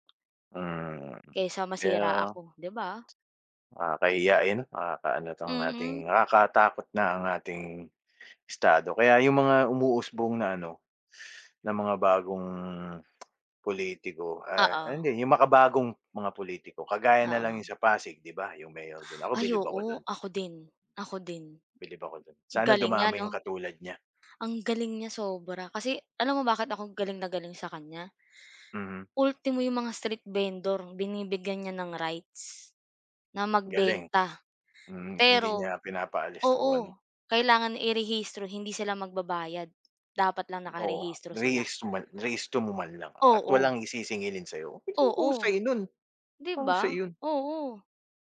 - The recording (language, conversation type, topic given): Filipino, unstructured, Ano ang epekto ng korupsiyon sa pamahalaan sa ating bansa?
- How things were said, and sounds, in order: tapping; other background noise; drawn out: "bagong"; tsk; unintelligible speech